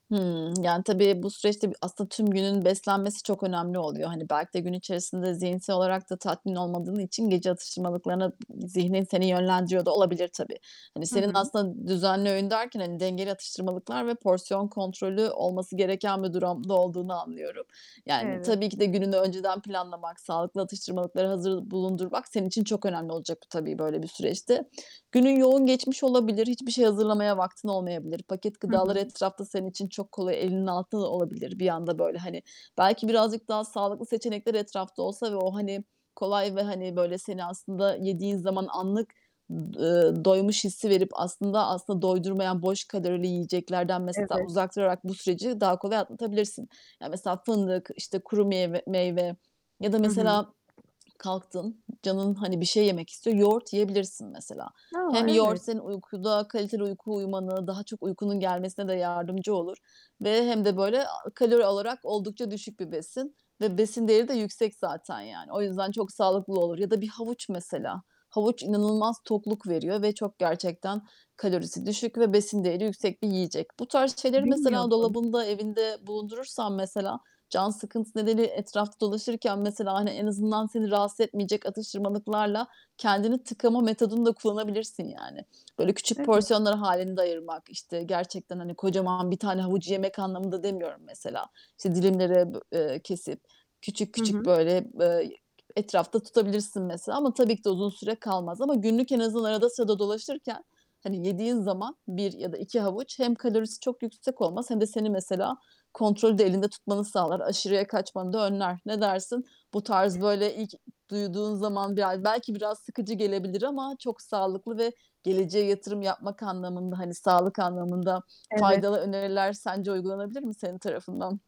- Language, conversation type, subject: Turkish, advice, Aç mı yoksa susuz mu olduğumu nasıl ayırt edebilirim ve atıştırmalarımı nasıl kontrol edebilirim?
- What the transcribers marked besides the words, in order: static; distorted speech; tapping; swallow; stressed: "inanılmaz"